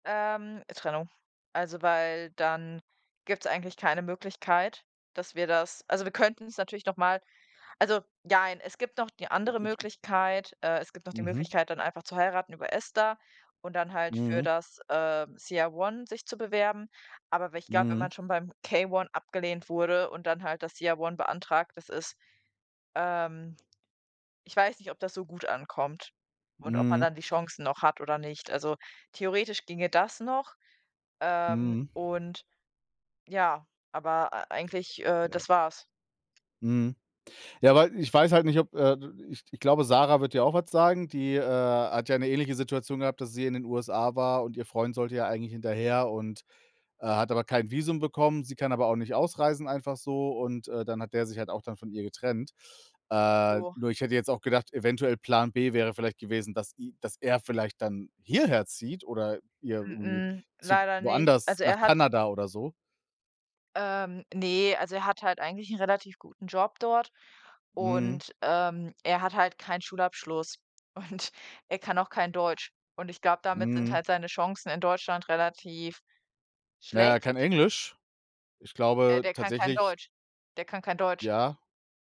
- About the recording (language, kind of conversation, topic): German, unstructured, Was war dein spannendstes Arbeitserlebnis?
- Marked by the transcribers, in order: unintelligible speech